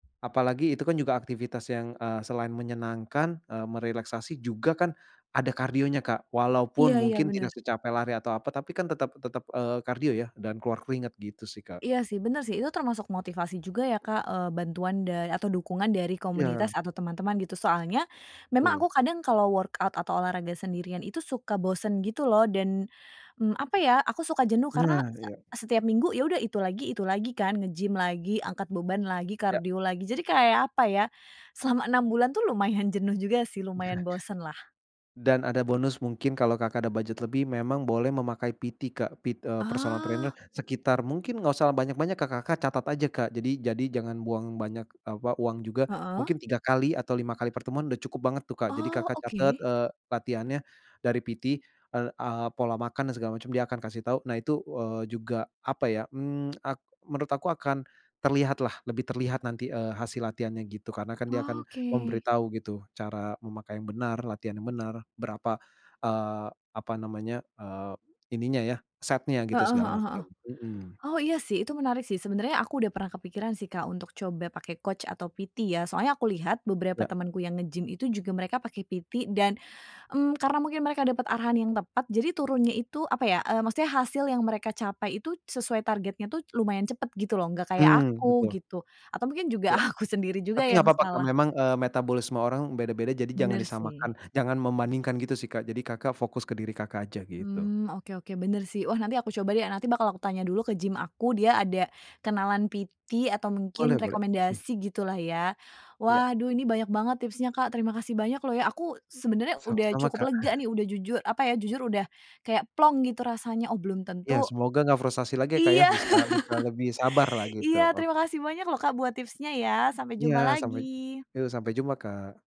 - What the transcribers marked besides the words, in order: in English: "workout"; chuckle; in English: "PT"; in English: "personal trainer"; in English: "PT"; in English: "coach"; in English: "PT"; in English: "PT"; laughing while speaking: "aku"; in English: "PT"; chuckle; tapping; laugh
- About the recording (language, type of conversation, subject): Indonesian, advice, Mengapa saya merasa frustrasi karena tidak melihat hasil meski rutin berlatih?
- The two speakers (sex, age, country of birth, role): female, 30-34, Indonesia, user; male, 35-39, Indonesia, advisor